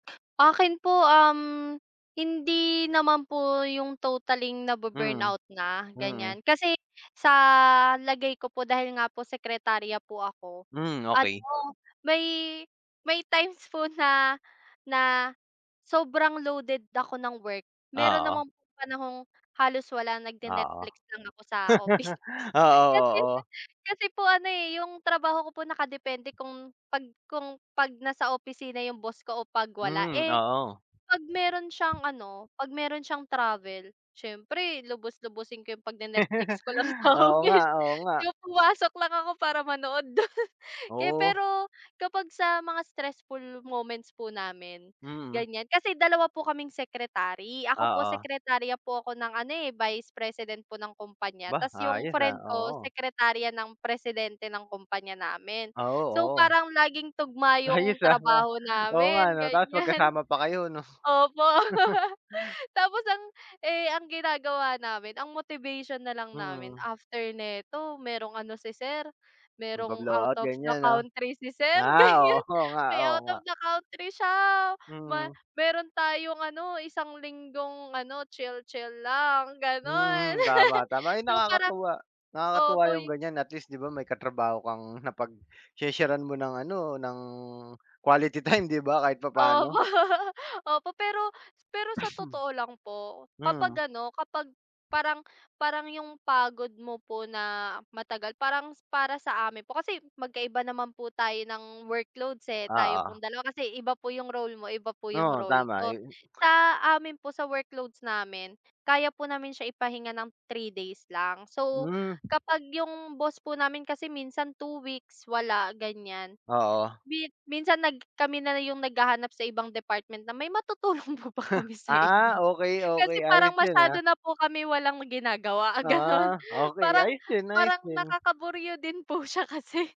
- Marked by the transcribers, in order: laughing while speaking: "office. Kasi"; laugh; laugh; laughing while speaking: "ko lang sa office, yung pumasok lang ako para manood dun"; laughing while speaking: "Ayos ah ba"; laughing while speaking: "namin ganiyan. Opo. Tapos ang"; chuckle; laugh; tapping; laughing while speaking: "oo nga"; laughing while speaking: "ganiyan, may out of the country"; laughing while speaking: "ganon"; giggle; laughing while speaking: "time"; laughing while speaking: "Opo"; sneeze; other background noise; laughing while speaking: "matutulong po ba kami sa inyo?"; snort; laughing while speaking: "ganon"; laughing while speaking: "siya kasi"
- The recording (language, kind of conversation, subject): Filipino, unstructured, Paano mo hinaharap ang stress sa trabaho?